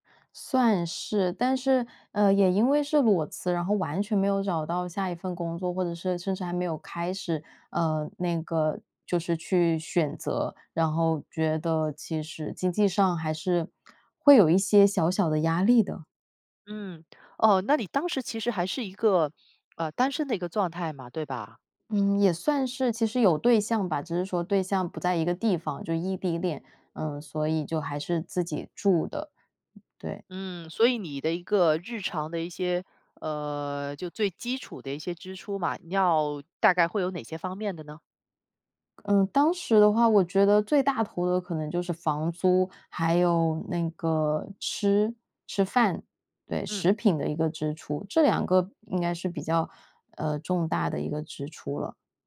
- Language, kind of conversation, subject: Chinese, podcast, 转行时如何处理经济压力？
- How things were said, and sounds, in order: other background noise